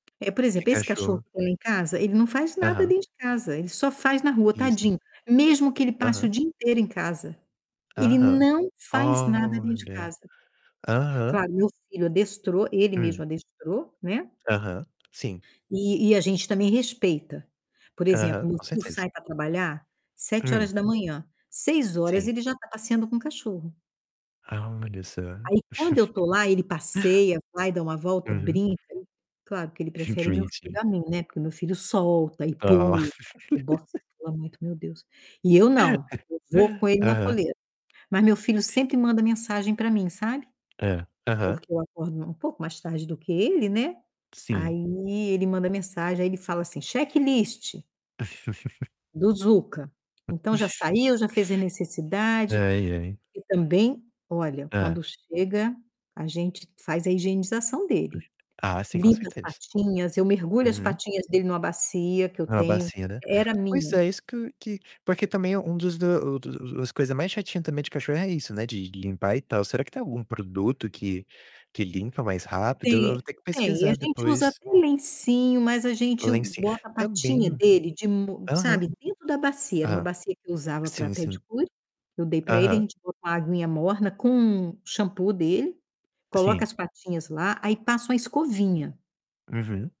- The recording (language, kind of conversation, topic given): Portuguese, unstructured, Qual é a sua opinião sobre adotar animais em vez de comprar?
- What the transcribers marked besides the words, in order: tapping; other background noise; distorted speech; chuckle; laughing while speaking: "Hum, que bonitinho"; unintelligible speech; laugh; chuckle; in English: "Checklist"; laugh; chuckle; unintelligible speech